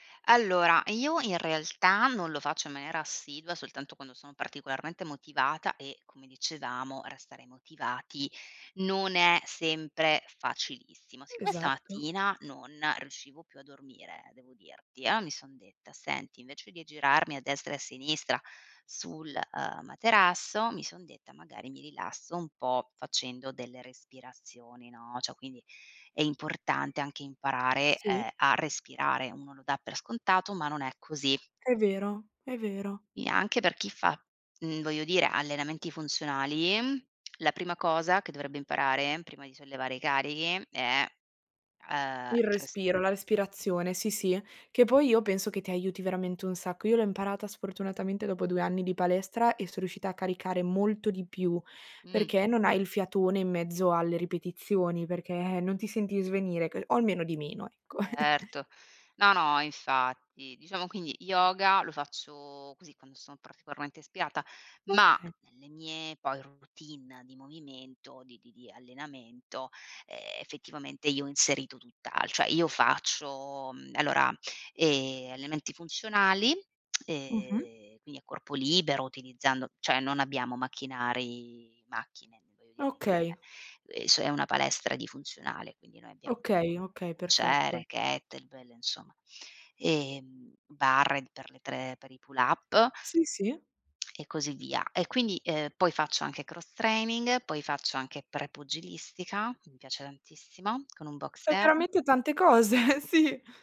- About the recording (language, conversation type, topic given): Italian, unstructured, Come posso restare motivato a fare esercizio ogni giorno?
- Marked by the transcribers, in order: "cioè" said as "ceh"; chuckle; "cioè" said as "ceh"; "cioè" said as "ceh"; in English: "kettlebell"; in English: "pull-up"; laughing while speaking: "cose, sì"